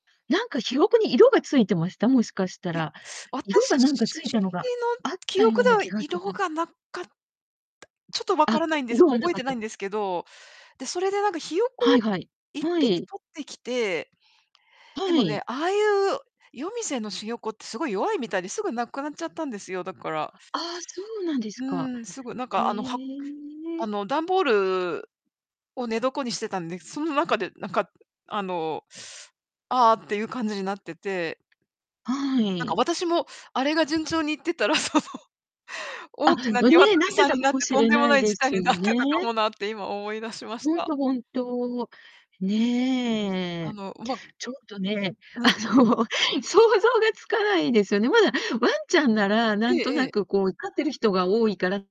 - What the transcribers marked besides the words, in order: distorted speech; other background noise; laughing while speaking: "その"; laughing while speaking: "あの"
- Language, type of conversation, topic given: Japanese, unstructured, ペットがいることで幸せを感じた瞬間は何ですか？